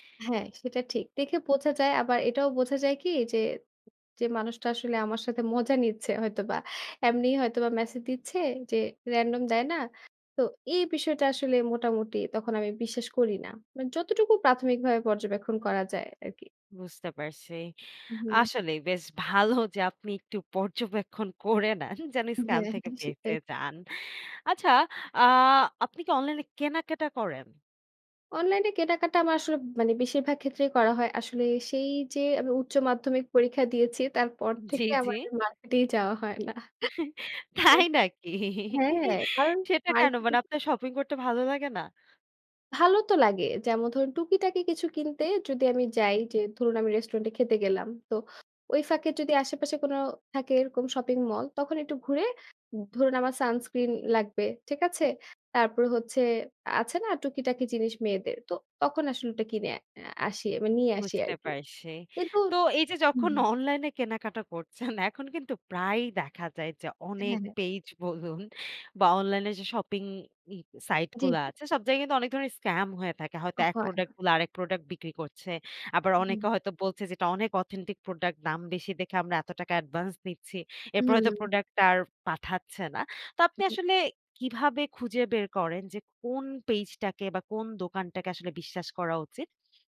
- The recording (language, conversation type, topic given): Bengali, podcast, অনলাইনে আপনি কাউকে কীভাবে বিশ্বাস করেন?
- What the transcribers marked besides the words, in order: tapping; other background noise; laughing while speaking: "করে নেন"; laughing while speaking: "জ্বি জ্বি"; laughing while speaking: "তাই নাকি?"; laughing while speaking: "না"; laughing while speaking: "করছেন"